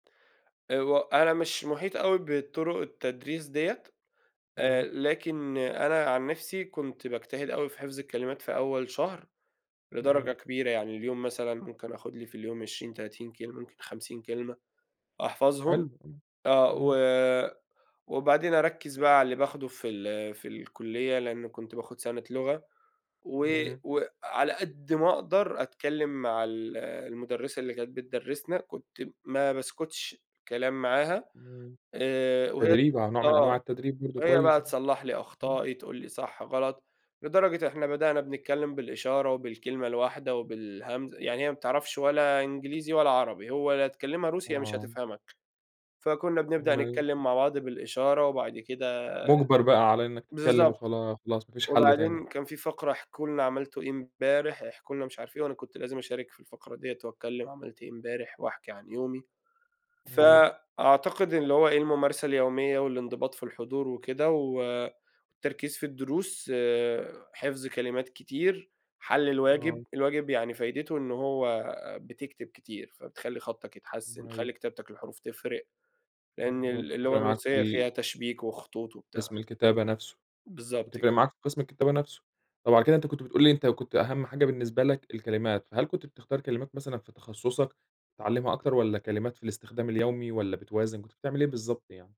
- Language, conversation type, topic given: Arabic, podcast, إيه طرق بسيطة تخلّيني أتعلم لغة جديدة بسرعة؟
- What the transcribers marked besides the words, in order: none